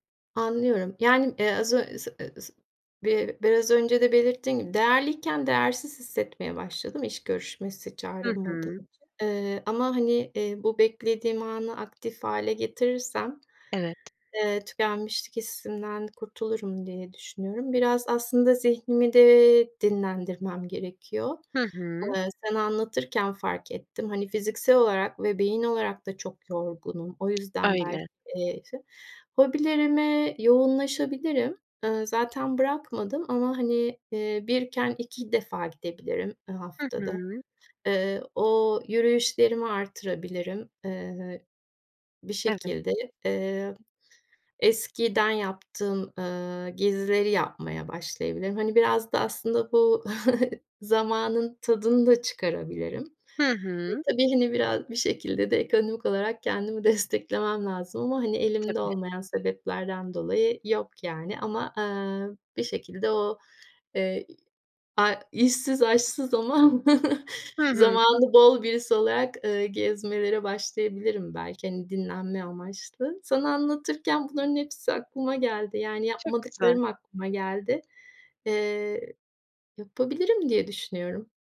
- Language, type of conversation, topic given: Turkish, advice, Uzun süreli tükenmişlikten sonra işe dönme kaygınızı nasıl yaşıyorsunuz?
- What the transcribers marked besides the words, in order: unintelligible speech; drawn out: "de"; tapping; unintelligible speech; chuckle; chuckle